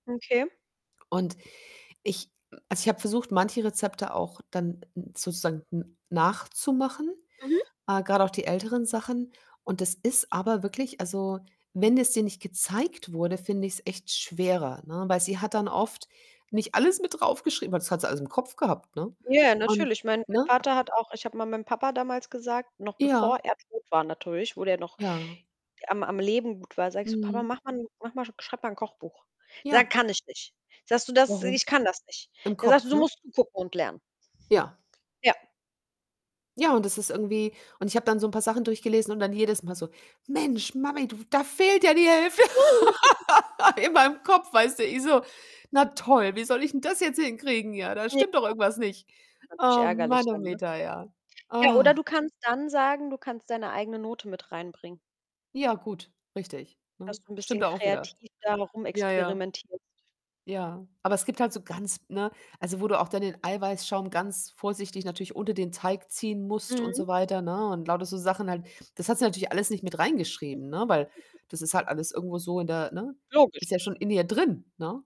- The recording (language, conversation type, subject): German, unstructured, Welches Gericht erinnert dich an besondere Momente?
- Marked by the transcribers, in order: distorted speech; unintelligible speech; other background noise; put-on voice: "Mensch, Mami, du"; giggle; groan; chuckle